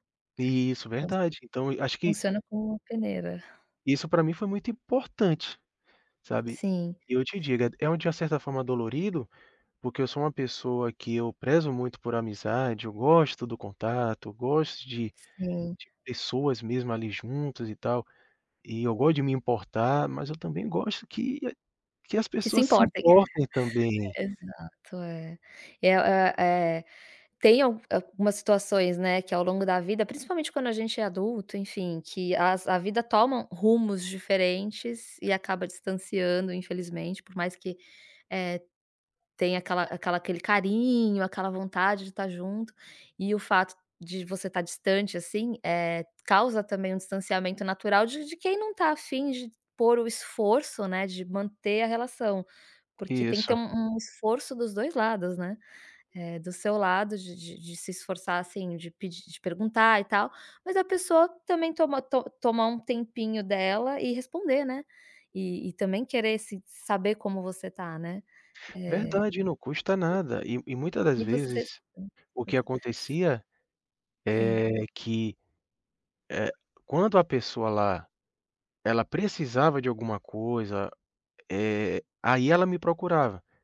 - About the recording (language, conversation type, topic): Portuguese, advice, Como manter uma amizade à distância com pouco contato?
- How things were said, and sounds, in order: chuckle; tapping; other background noise; unintelligible speech